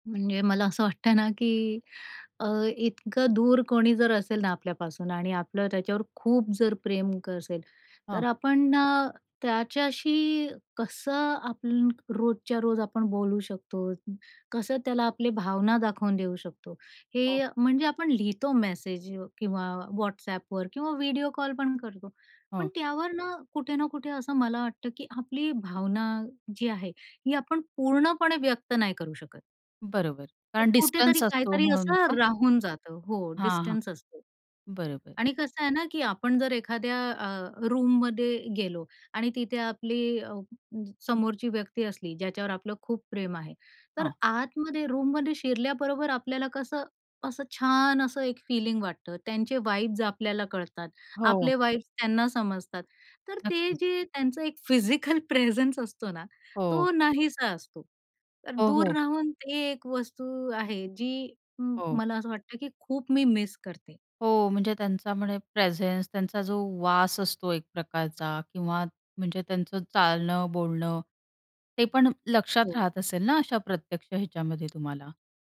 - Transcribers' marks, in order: laughing while speaking: "असं वाटतं"; "असेल" said as "कसेल"; tapping; in English: "वाइब्स"; in English: "वाइब्स"; laughing while speaking: "फिजिकल प्रेझन्स"; in English: "फिजिकल प्रेझन्स"; in English: "प्रेझेन्स"
- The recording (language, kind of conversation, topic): Marathi, podcast, दूर राहून नात्यातील प्रेम जपण्यासाठी कोणते सोपे आणि परिणामकारक मार्ग आहेत?